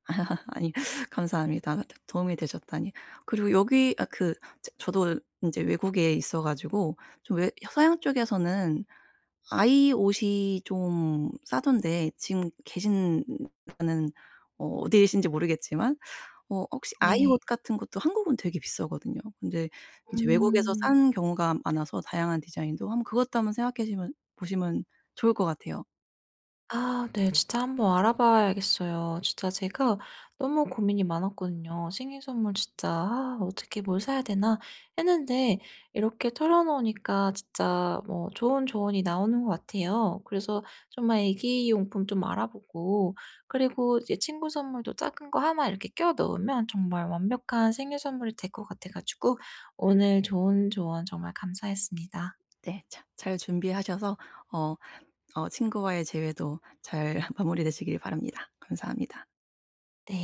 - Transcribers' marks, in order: laugh; teeth sucking; other background noise; laugh
- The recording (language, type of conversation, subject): Korean, advice, 친구 생일 선물을 예산과 취향에 맞춰 어떻게 고르면 좋을까요?